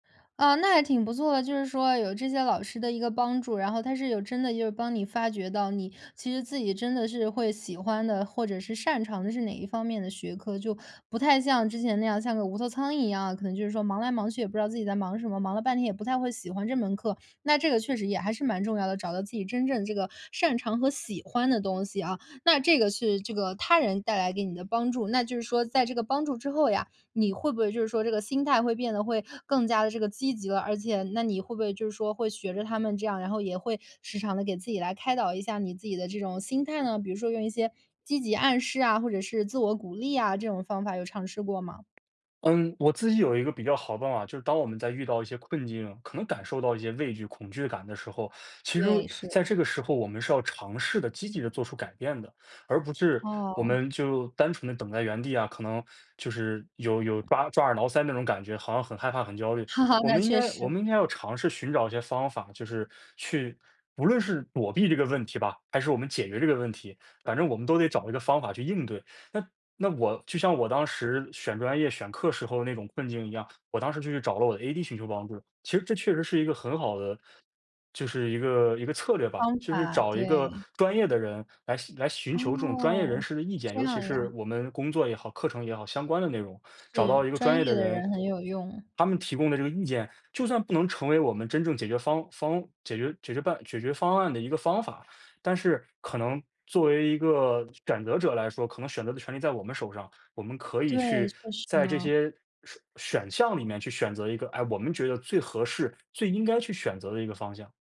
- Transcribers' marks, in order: other background noise; other noise; laugh
- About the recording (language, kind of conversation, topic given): Chinese, podcast, 你在面对改变时，通常怎么缓解那种害怕？